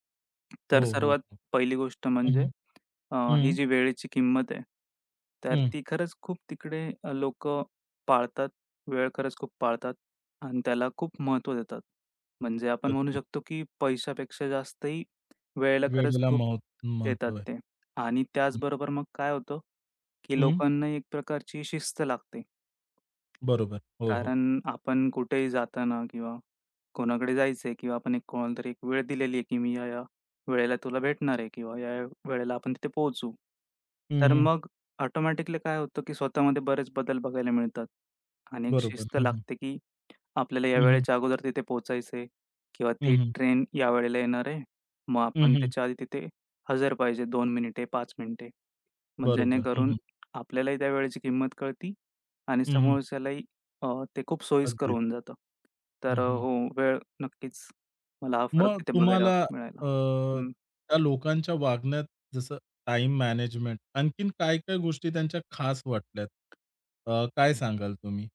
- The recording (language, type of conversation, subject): Marathi, podcast, परदेशात लोकांकडून तुम्हाला काय शिकायला मिळालं?
- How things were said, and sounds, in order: other background noise; tapping